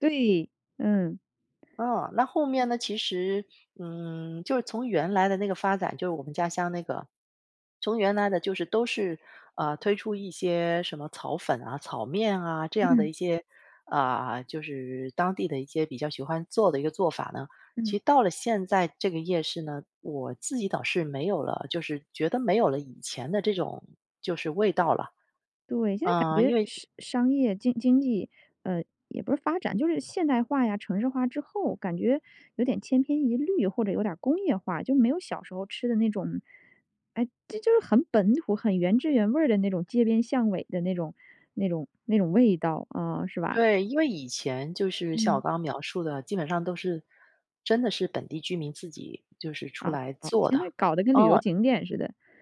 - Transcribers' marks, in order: none
- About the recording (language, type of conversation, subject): Chinese, podcast, 你会如何向别人介绍你家乡的夜市？